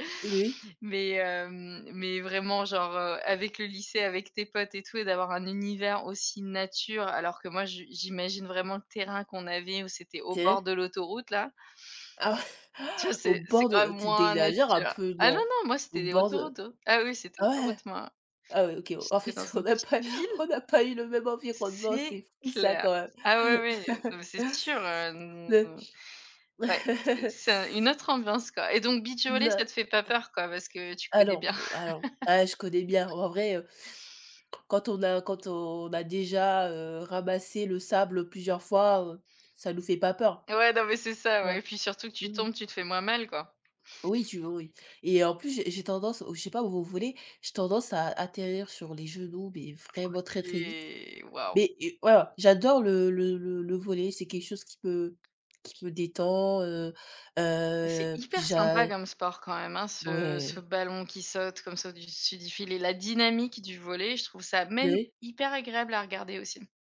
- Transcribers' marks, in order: chuckle; laugh; unintelligible speech; laugh; laugh; other background noise; drawn out: "OK"; tapping
- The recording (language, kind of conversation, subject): French, unstructured, Penses-tu que le sport peut aider à gérer le stress ?